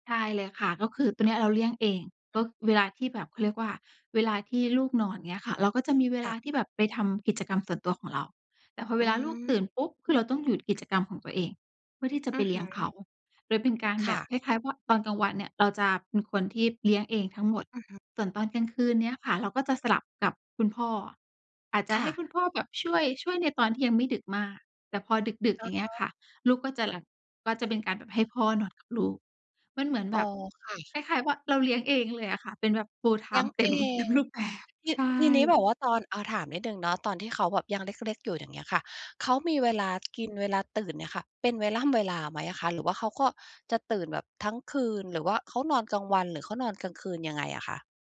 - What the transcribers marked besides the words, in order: in English: "full-time"; tapping; other background noise
- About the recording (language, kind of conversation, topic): Thai, podcast, ช่วยเล่าเทคนิคการใช้เวลาอย่างมีคุณภาพกับลูกให้ฟังหน่อยได้ไหม?